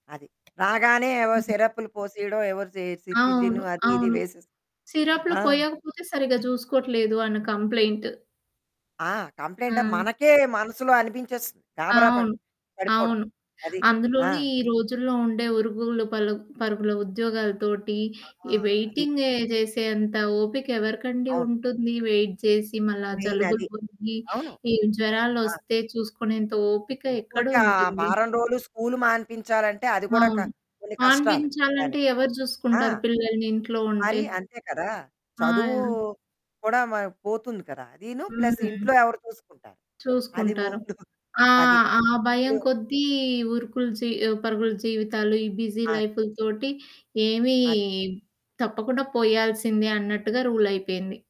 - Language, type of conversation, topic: Telugu, podcast, అమ్మ చేతి వంటలతో సంబంధం ఉన్న మీకు గుర్తుండిపోయిన జ్ఞాపకం ఒకటి చెప్పగలరా?
- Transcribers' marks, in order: other background noise; distorted speech; static; throat clearing; in English: "కంప్లెయింట్"; in English: "వెయిట్"; in English: "ప్లస్"; giggle; unintelligible speech; in English: "బిజీ"